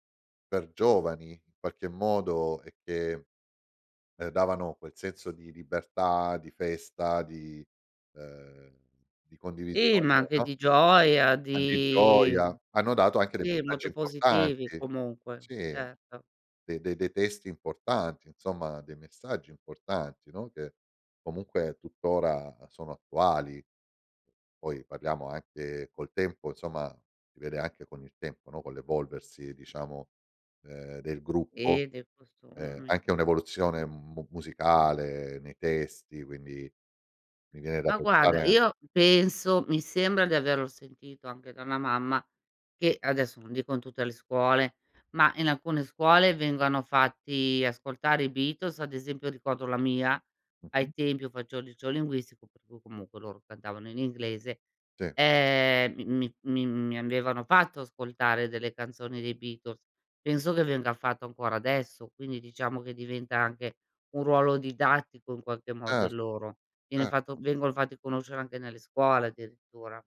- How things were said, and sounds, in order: none
- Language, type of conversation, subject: Italian, podcast, Secondo te, che cos’è un’icona culturale oggi?